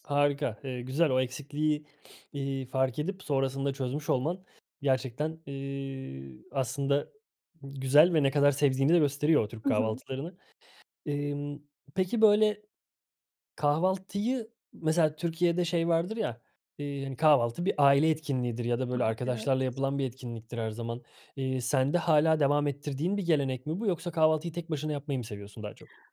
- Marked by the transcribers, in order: sniff
- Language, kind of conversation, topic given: Turkish, podcast, Kahvaltı senin için nasıl bir ritüel, anlatır mısın?